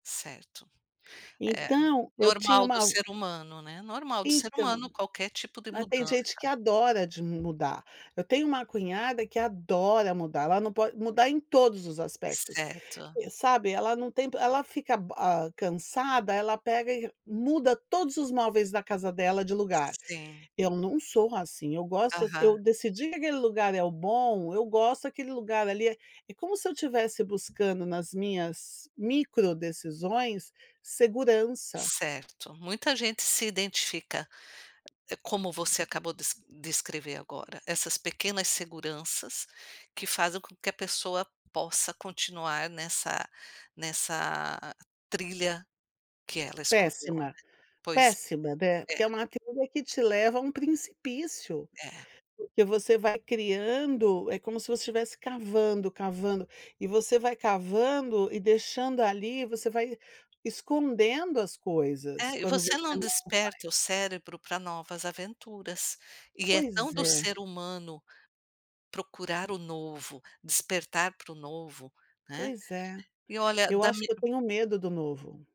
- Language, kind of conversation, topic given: Portuguese, advice, Como posso parar de adiar tarefas importantes repetidamente e criar disciplina?
- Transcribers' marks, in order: other background noise; tapping; "precipício" said as "principício"; alarm